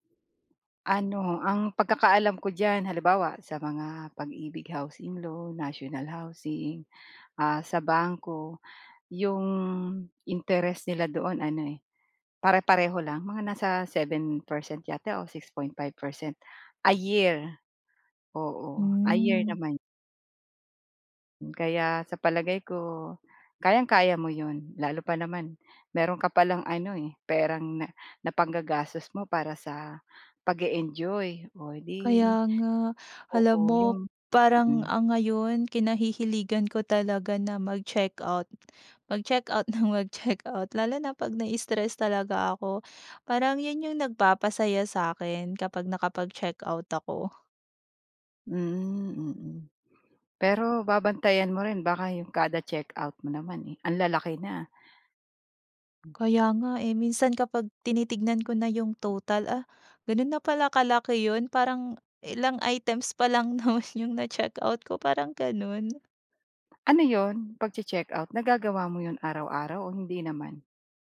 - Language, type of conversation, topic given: Filipino, advice, Paano ko mababalanse ang kasiyahan ngayon at seguridad sa pera para sa kinabukasan?
- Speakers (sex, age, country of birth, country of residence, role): female, 30-34, Philippines, Philippines, user; female, 45-49, Philippines, Philippines, advisor
- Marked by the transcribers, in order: tapping